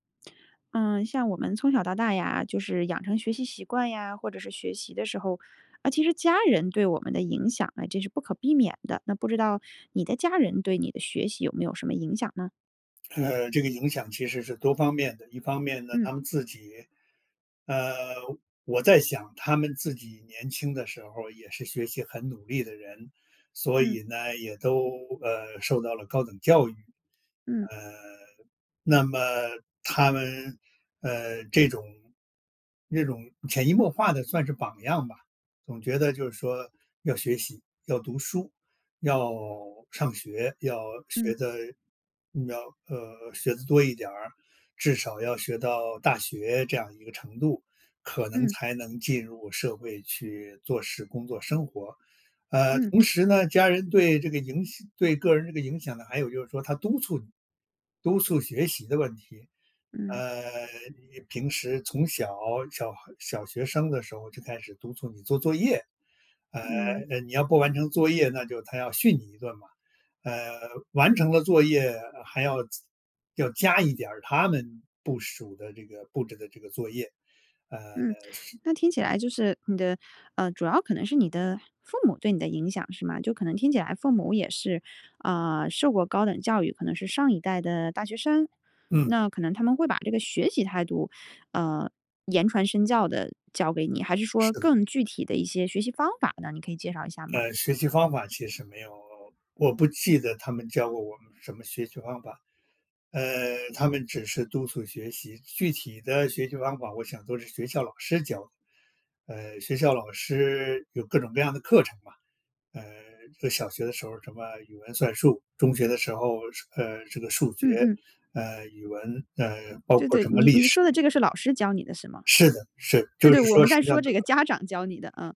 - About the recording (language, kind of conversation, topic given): Chinese, podcast, 家人对你的学习有哪些影响？
- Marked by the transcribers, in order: laughing while speaking: "家长"; unintelligible speech